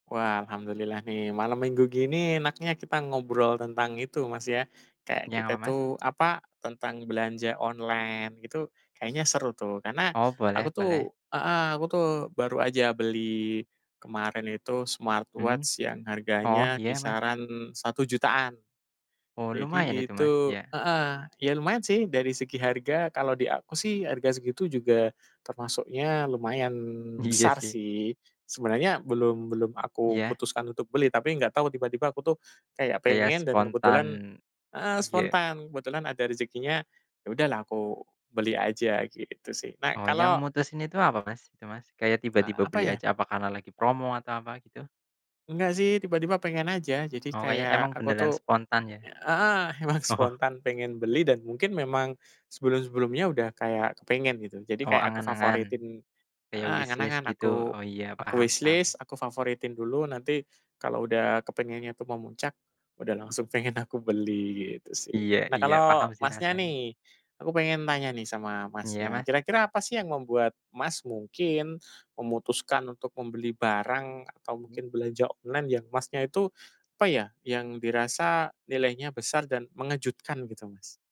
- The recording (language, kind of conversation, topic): Indonesian, unstructured, Apa hal paling mengejutkan yang pernah kamu beli?
- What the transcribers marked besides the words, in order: other background noise; in English: "smartwatch"; laughing while speaking: "Iya"; laughing while speaking: "emang"; laughing while speaking: "Oh"; in English: "wishlist"; in English: "wishlist"